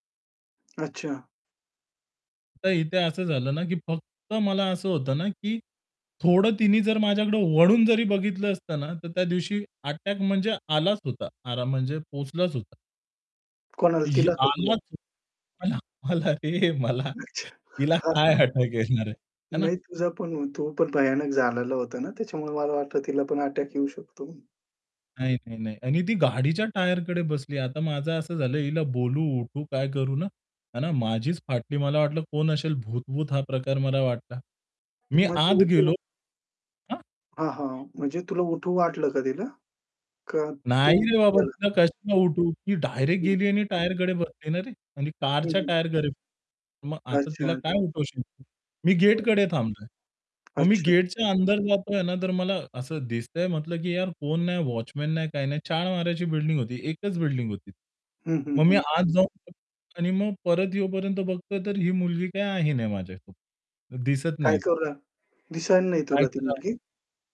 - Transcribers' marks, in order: static; tapping; unintelligible speech; laughing while speaking: "मला, मला रे मला तिला काय अटॅक येणार आहे"; unintelligible speech; distorted speech; unintelligible speech; unintelligible speech
- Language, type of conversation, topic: Marathi, podcast, एकट्या प्रवासात वाट हरवल्यावर तुम्ही काय केलं?